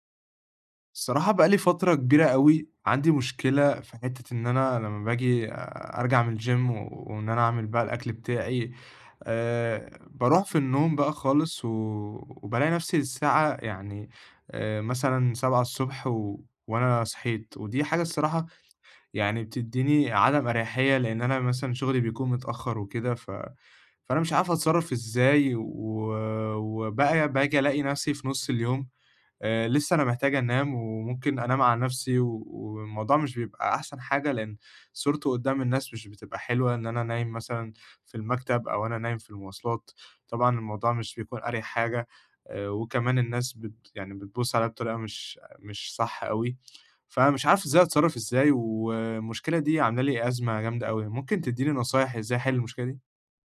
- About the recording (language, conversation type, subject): Arabic, advice, إزاي بتصحى بدري غصب عنك ومابتعرفش تنام تاني؟
- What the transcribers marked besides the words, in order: in English: "الgym"